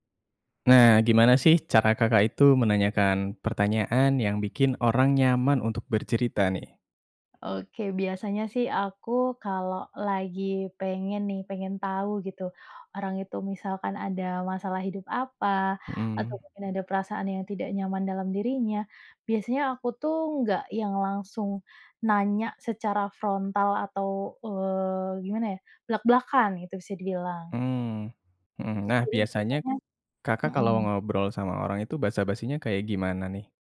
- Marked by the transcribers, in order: none
- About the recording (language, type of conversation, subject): Indonesian, podcast, Bagaimana cara mengajukan pertanyaan agar orang merasa nyaman untuk bercerita?